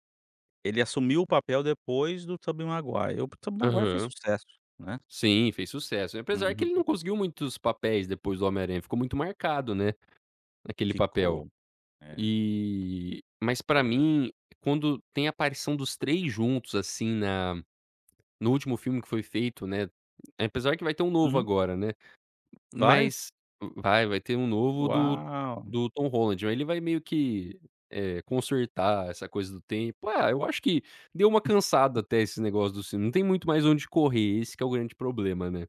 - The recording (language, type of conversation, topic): Portuguese, podcast, Me conta sobre um filme que marcou sua vida?
- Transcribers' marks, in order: tapping; chuckle